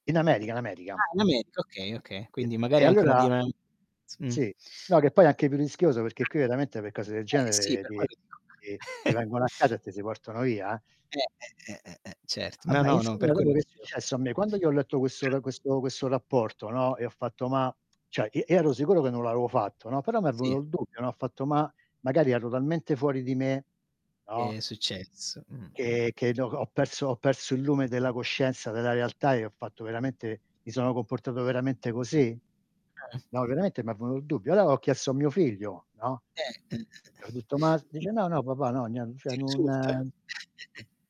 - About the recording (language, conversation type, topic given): Italian, unstructured, Quali sono le implicazioni etiche dell’uso della sorveglianza digitale?
- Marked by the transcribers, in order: static; distorted speech; chuckle; other background noise; "cioè" said as "ceh"; chuckle